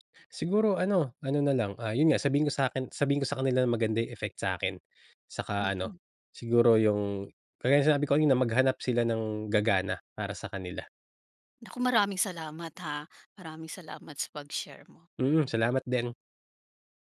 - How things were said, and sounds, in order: none
- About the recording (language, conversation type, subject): Filipino, podcast, Ano ang ginagawa mong self-care kahit sobrang busy?
- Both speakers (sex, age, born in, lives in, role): female, 55-59, Philippines, Philippines, host; male, 35-39, Philippines, Philippines, guest